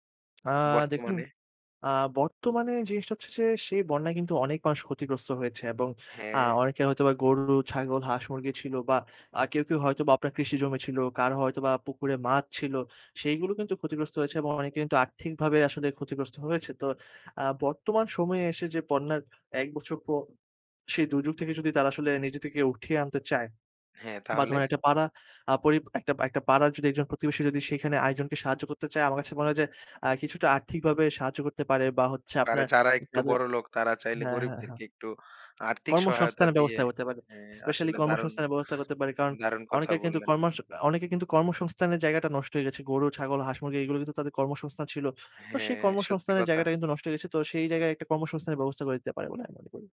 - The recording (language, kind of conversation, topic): Bengali, podcast, দুর্যোগের সময়ে পাড়া-মহল্লার মানুষজন কীভাবে একে অপরকে সামলে নেয়?
- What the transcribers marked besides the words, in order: tapping